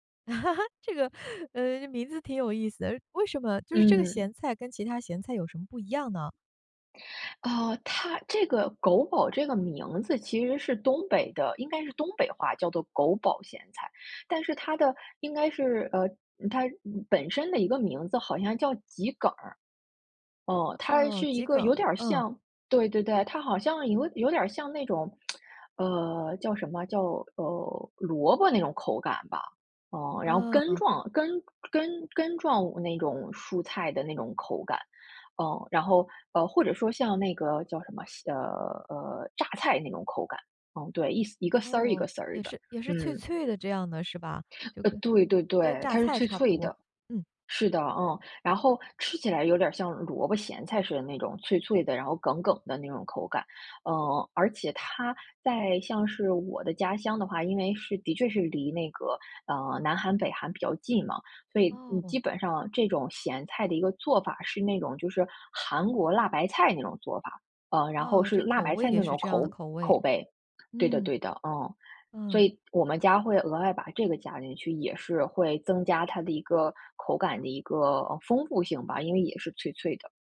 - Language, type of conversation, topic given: Chinese, podcast, 你认为食物在保留文化记忆方面重要吗？
- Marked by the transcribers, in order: chuckle; tsk